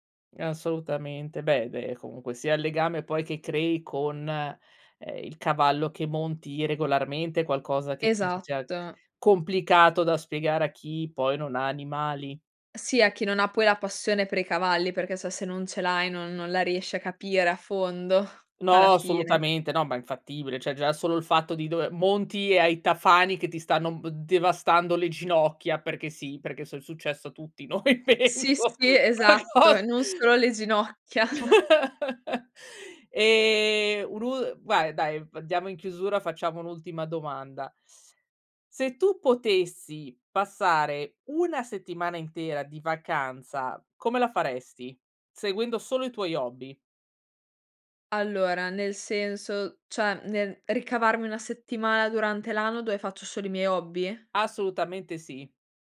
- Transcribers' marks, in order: tapping; laughing while speaking: "fondo"; "cioè" said as "ceh"; laughing while speaking: "noi penso"; unintelligible speech; laugh; chuckle
- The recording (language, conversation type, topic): Italian, podcast, Come trovi l’equilibrio tra lavoro e hobby creativi?